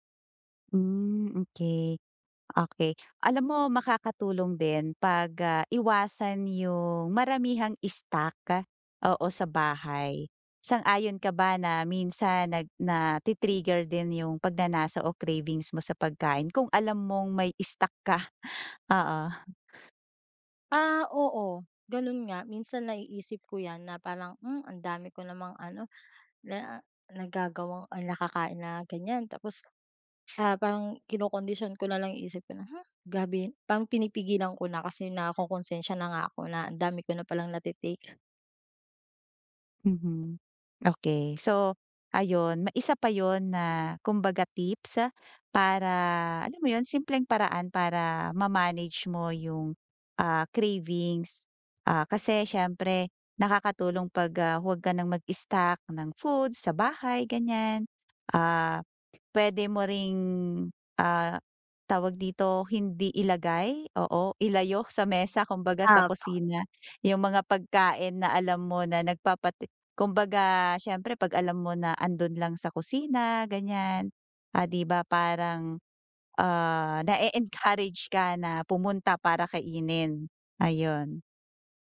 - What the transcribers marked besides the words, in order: tapping; other background noise
- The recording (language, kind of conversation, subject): Filipino, advice, Paano ako makakahanap ng mga simpleng paraan araw-araw para makayanan ang pagnanasa?